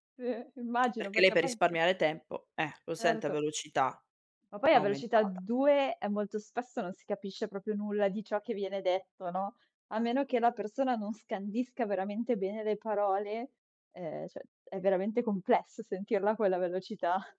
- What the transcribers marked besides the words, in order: laughing while speaking: "Sì"; other noise; other background noise; tapping
- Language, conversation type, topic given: Italian, podcast, Quando preferisci inviare un messaggio vocale invece di scrivere un messaggio?